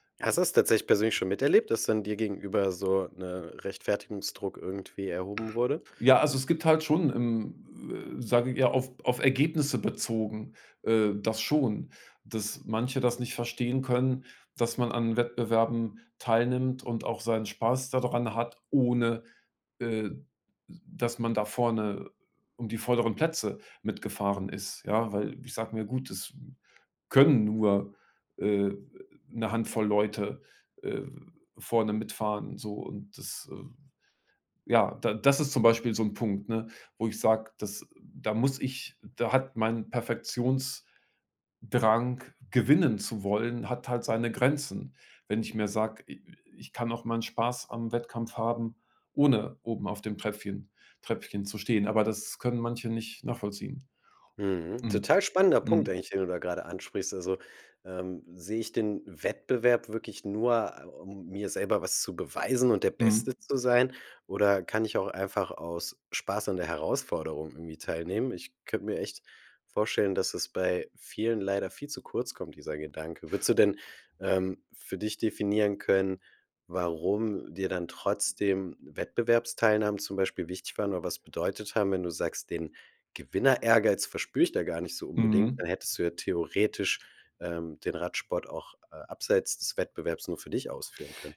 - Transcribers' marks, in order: other background noise
- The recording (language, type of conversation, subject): German, podcast, Wie findest du die Balance zwischen Perfektion und Spaß?